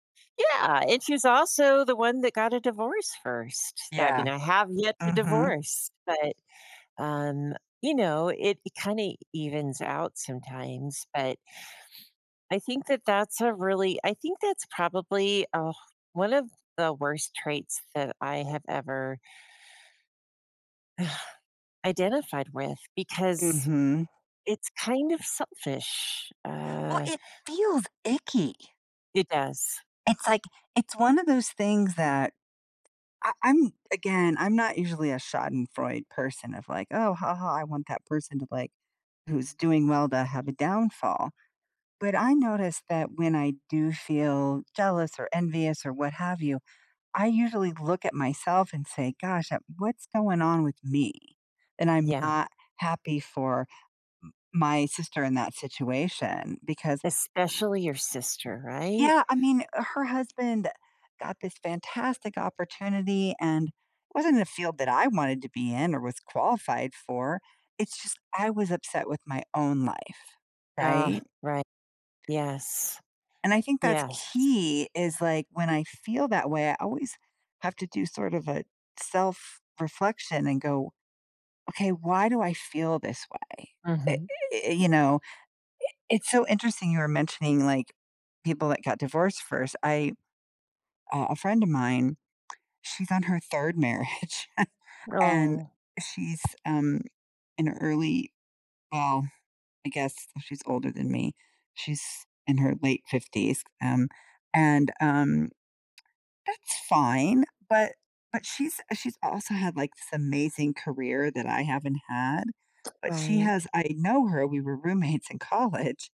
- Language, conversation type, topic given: English, unstructured, How can one handle jealousy when friends get excited about something new?
- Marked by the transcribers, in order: sigh; disgusted: "Well, it feels icky"; other background noise; tapping; in German: "schadenfreude"; sad: "Aw"; laughing while speaking: "marriage"; chuckle; tsk; laughing while speaking: "roommates in college"